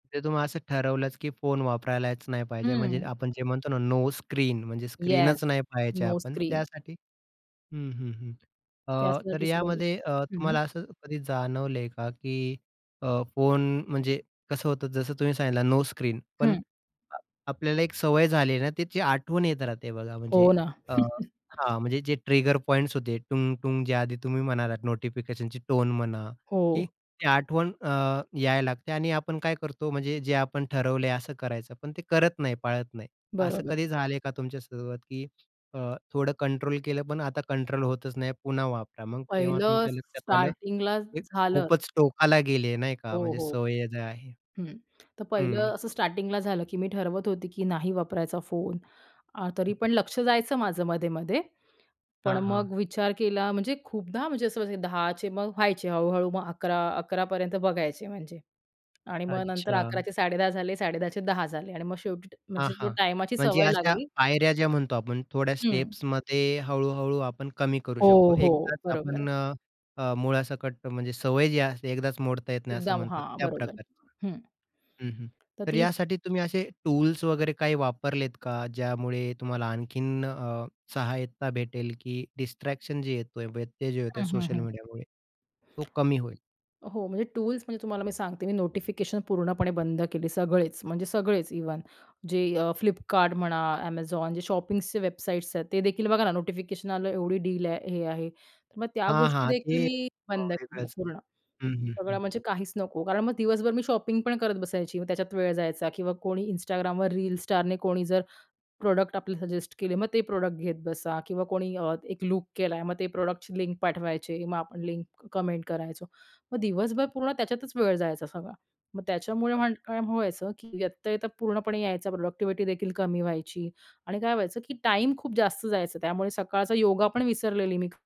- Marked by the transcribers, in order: tapping; other background noise; in English: "येस, नो स्क्रीन"; chuckle; other noise; in English: "स्टेप्स"; in English: "डिस्ट्रॅक्शन"; in English: "शॉपिंग्सच्या"; in English: "शॉपिंग"; in English: "प्रॉडक्ट"; in English: "प्रॉडक्ट"; in English: "प्रॉडक्टची"; in English: "कमेंट"; in English: "प्रॉडक्टिव्हिटीदेखील"
- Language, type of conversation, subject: Marathi, podcast, फोन आणि सामाजिक माध्यमांमुळे होणारे व्यत्यय तुम्ही कसे हाताळता?